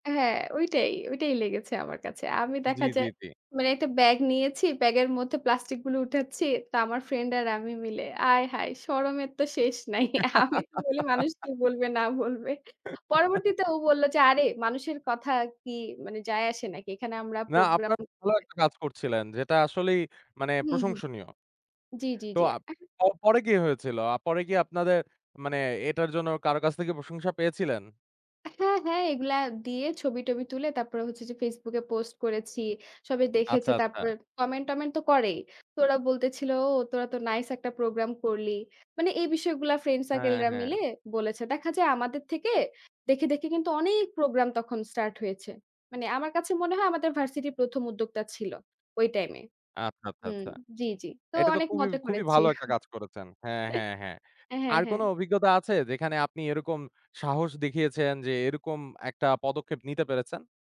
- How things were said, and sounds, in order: laughing while speaking: "আয় হায় শরমের তো শেষ নাই"; laugh; giggle; chuckle
- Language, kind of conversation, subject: Bengali, podcast, প্লাস্টিক দূষণ কমাতে আমরা কী করতে পারি?